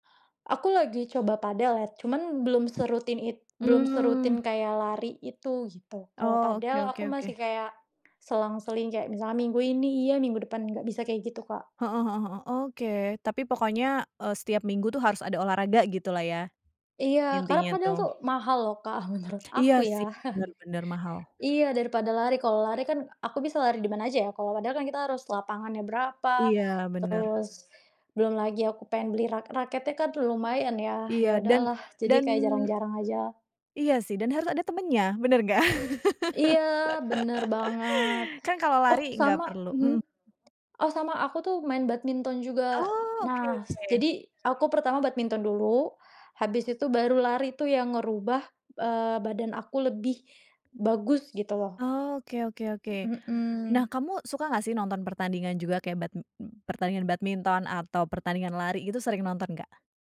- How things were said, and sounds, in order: other background noise; chuckle; tapping; laugh; background speech
- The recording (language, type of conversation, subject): Indonesian, podcast, Bagaimana hobimu memengaruhi kehidupan sehari-harimu?